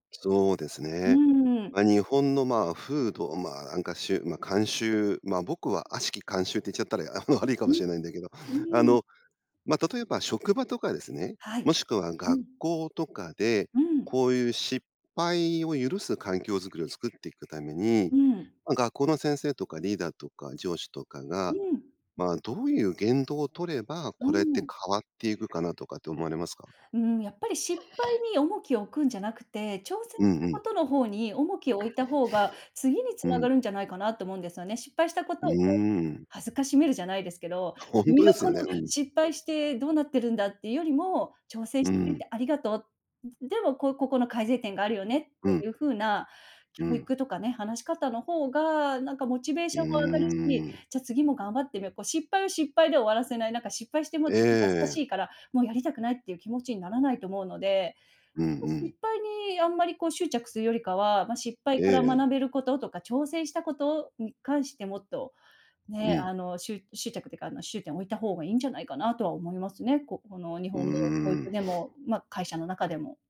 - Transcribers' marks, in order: other background noise; tapping
- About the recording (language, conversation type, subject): Japanese, podcast, 失敗を許す環境づくりはどうすればいいですか？